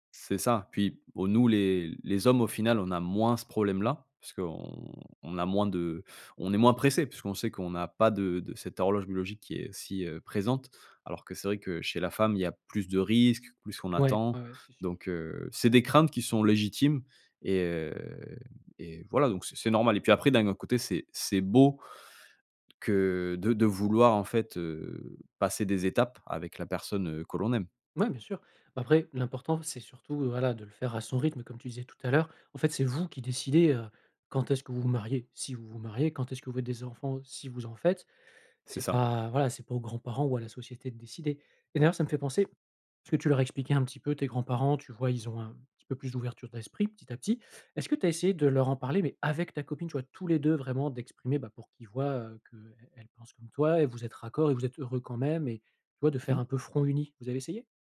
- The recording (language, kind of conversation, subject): French, advice, Quelle pression ta famille exerce-t-elle pour que tu te maries ou que tu officialises ta relation ?
- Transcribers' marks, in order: stressed: "pressés"; stressed: "vous"